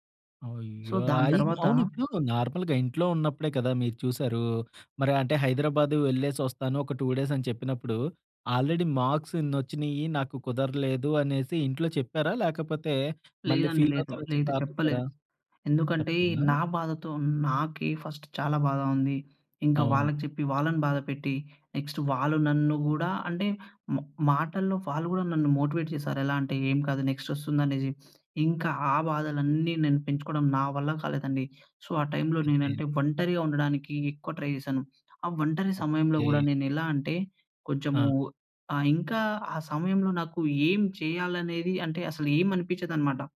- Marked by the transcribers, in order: in English: "సో"; in English: "నార్మల్‌గా"; in English: "టూ"; in English: "ఆల్రెడీ మార్క్స్"; in English: "ఫస్ట్"; in English: "నెక్స్ట్"; in English: "మోటివేట్"; in English: "సో"; in English: "ట్రై"
- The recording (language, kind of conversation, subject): Telugu, podcast, ఒంటరిగా అనిపించినప్పుడు ముందుగా మీరు ఏం చేస్తారు?